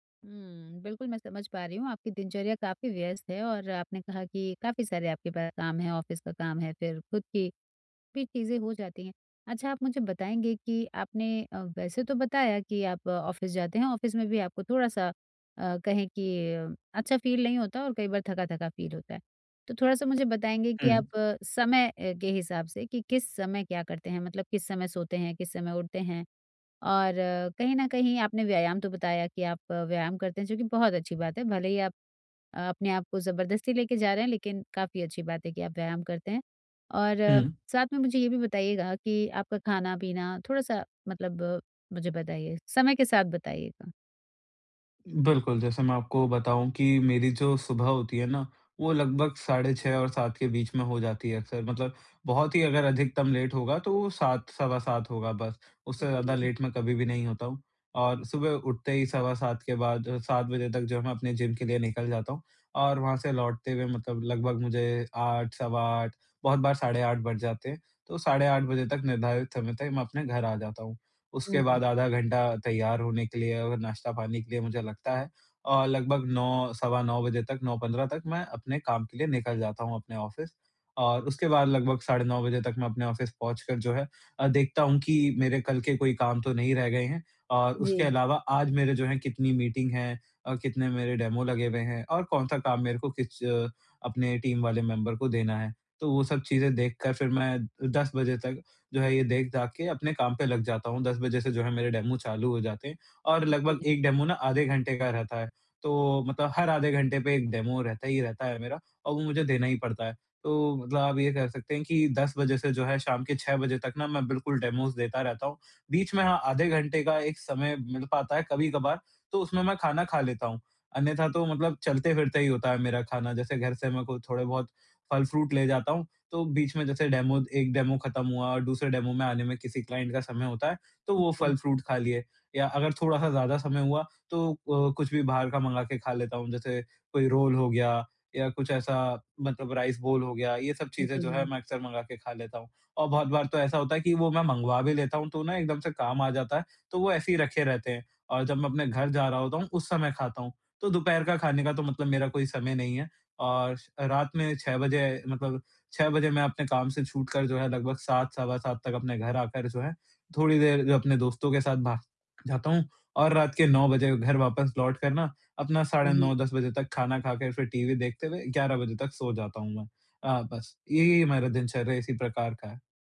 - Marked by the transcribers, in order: in English: "ऑफिस"; in English: "ऑफिस"; in English: "ऑफिस"; in English: "फ़ील"; in English: "फ़ील"; other background noise; in English: "लेट"; in English: "लेट"; in English: "ऑफिस"; in English: "ऑफिस"; in English: "मीटिंग"; in English: "डेमो"; in English: "टीम"; in English: "मेंबर"; in English: "डेमो"; in English: "डेमो"; other noise; in English: "डेमो"; in English: "डेमोज़"; in English: "डेमो"; in English: "डेमो"; in English: "डेमो"; in English: "क्लाइंट"; in English: "रोल"; in English: "राइस बोल"
- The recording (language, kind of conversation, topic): Hindi, advice, काम के दौरान थकान कम करने और मन को तरोताज़ा रखने के लिए मैं ब्रेक कैसे लूँ?